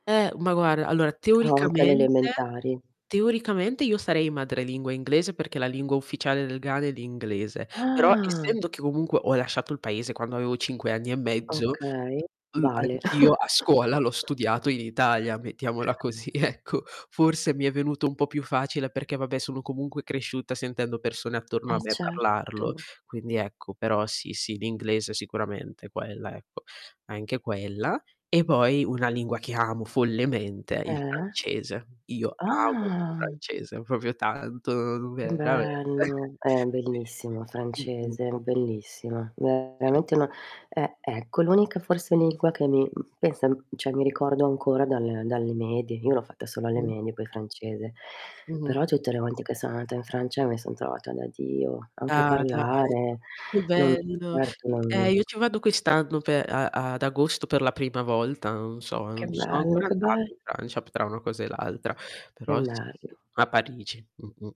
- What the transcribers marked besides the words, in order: static; tapping; "guarda" said as "guarra"; distorted speech; other background noise; surprised: "Ah!"; "avevo" said as "aveo"; chuckle; laughing while speaking: "ecco"; surprised: "Ah!"; "proprio" said as "propio"; chuckle; "lingua" said as "liqua"; "cioè" said as "ceh"
- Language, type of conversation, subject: Italian, unstructured, Come immagini il tuo lavoro ideale in futuro?